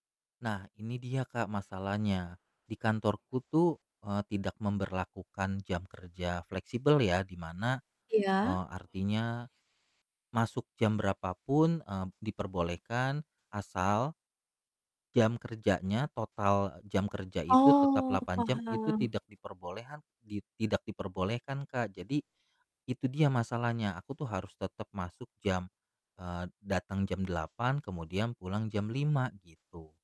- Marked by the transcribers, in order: static; other background noise; tapping
- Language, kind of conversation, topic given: Indonesian, advice, Bagaimana cara agar saya lebih mudah bangun pagi dan konsisten menjalani jadwal kerja atau rutinitas harian?